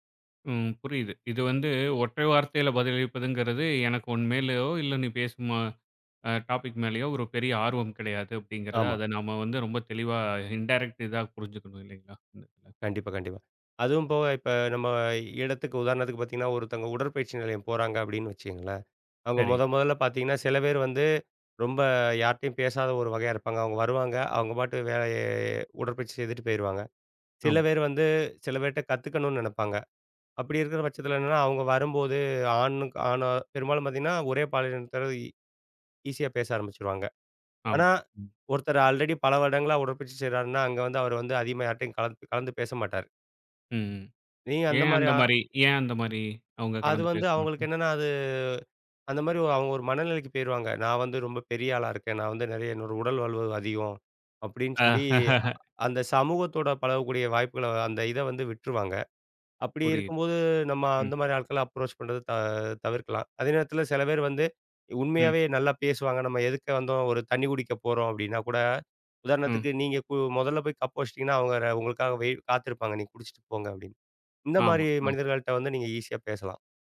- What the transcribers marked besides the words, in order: in English: "டாபிக்"; in English: "இன்டேரக்ட்"; "பாலினத்தாரோட" said as "பாலினத்தை"; in English: "ஆல்ரெடி"; laugh; in English: "அப்ரோச்"; "எதிர்ல" said as "எதுக்க"; in English: "வெயிட்"
- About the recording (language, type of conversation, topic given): Tamil, podcast, சின்ன உரையாடலை எப்படித் தொடங்குவீர்கள்?